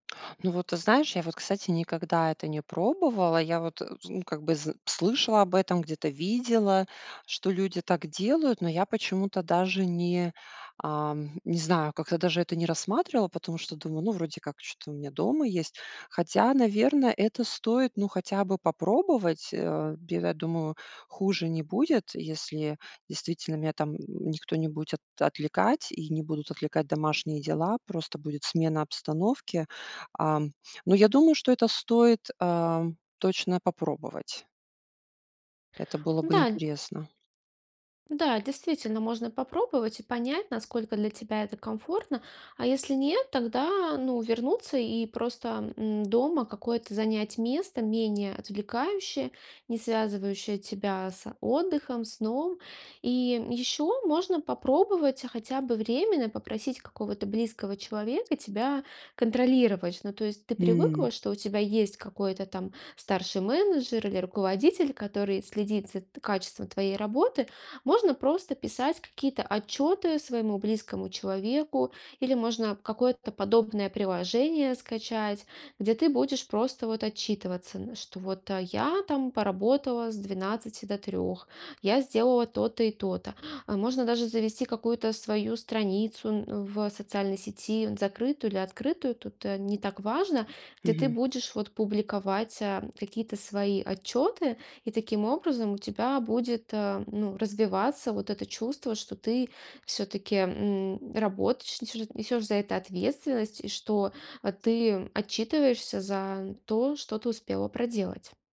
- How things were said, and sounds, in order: tsk; tapping; other background noise
- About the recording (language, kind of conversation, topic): Russian, advice, Как прошёл ваш переход на удалённую работу и как изменился ваш распорядок дня?